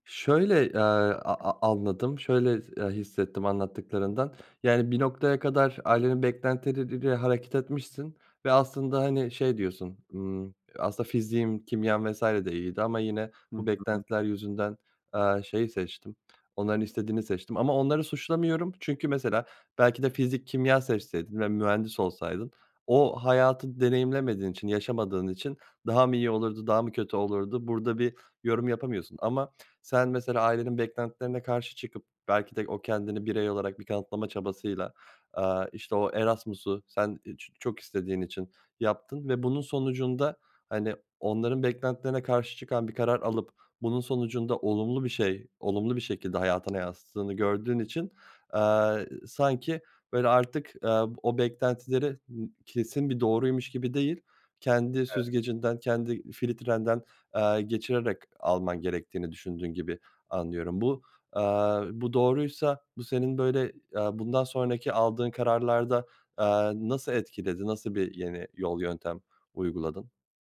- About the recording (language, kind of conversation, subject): Turkish, podcast, Aile beklentileri seçimlerini sence nasıl etkiler?
- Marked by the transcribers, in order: "beklentileri" said as "beklentiriri"; tapping